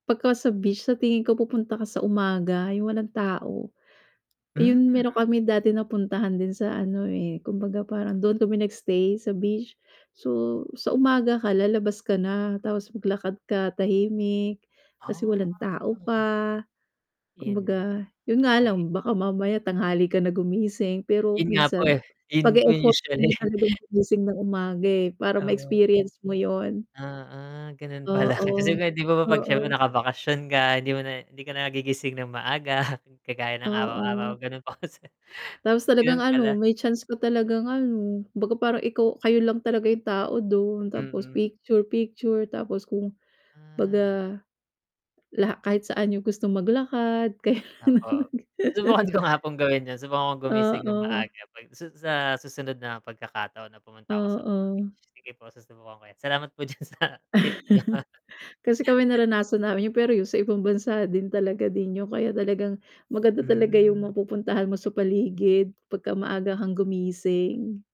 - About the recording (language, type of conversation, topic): Filipino, unstructured, Ano ang mga dahilan kung bakit gusto mong balikan ang isang lugar na napuntahan mo na?
- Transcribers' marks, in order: distorted speech; chuckle; laughing while speaking: "pala"; chuckle; laughing while speaking: "po"; laughing while speaking: "Subukan ko nga"; laughing while speaking: "kaya"; chuckle; chuckle; laughing while speaking: "diyan sa tip niyo"